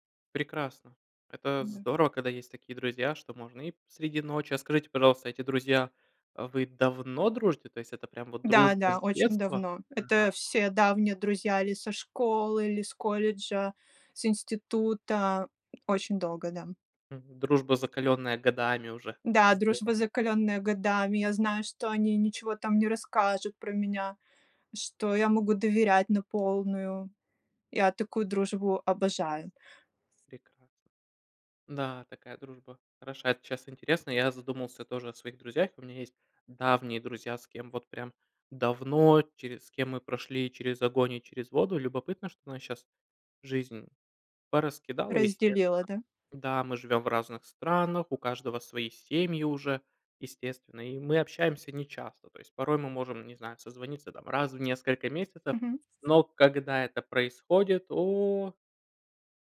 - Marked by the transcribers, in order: tapping; drawn out: "о!"
- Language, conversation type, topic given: Russian, unstructured, Что важнее — победить в споре или сохранить дружбу?